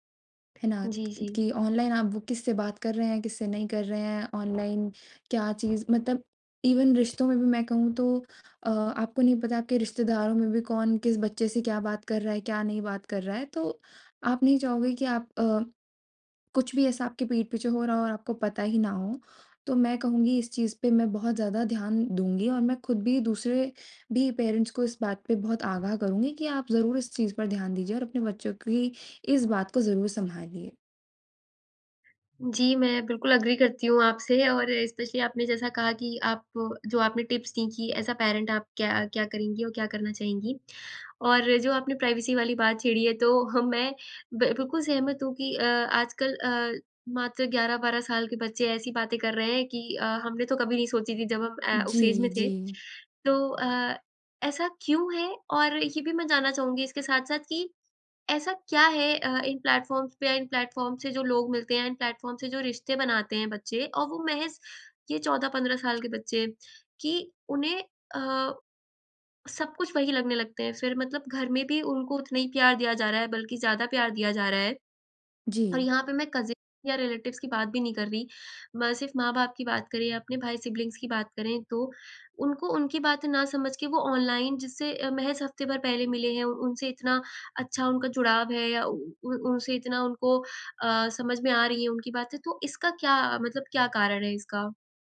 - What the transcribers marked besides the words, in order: tapping; in English: "इवेन"; in English: "पेरेंट्स"; other background noise; in English: "अग्री"; in English: "स्पेशली"; in English: "टिप्स"; in English: "एज़ अ पैरेंट"; in English: "प्राइवेसी"; chuckle; in English: "एज"; in English: "प्लेटफॉर्म्स"; in English: "प्लेटफॉर्म्स"; in English: "प्लेटफॉर्म"; in English: "रिलेटिवज़"; in English: "सिबलिंग्स"
- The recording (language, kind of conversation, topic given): Hindi, podcast, आज के बच्चे तकनीक के ज़रिए रिश्तों को कैसे देखते हैं, और आपका क्या अनुभव है?